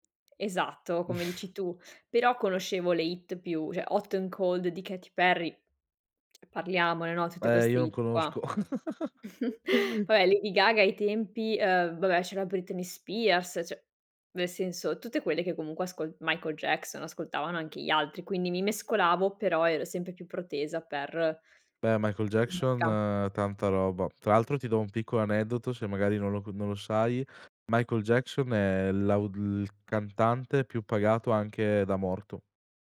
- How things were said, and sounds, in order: tapping; snort; "cioè" said as "ceh"; other noise; chuckle; "cioè" said as "ceh"; unintelligible speech
- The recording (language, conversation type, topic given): Italian, podcast, Come sono cambiati i tuoi gusti musicali negli anni?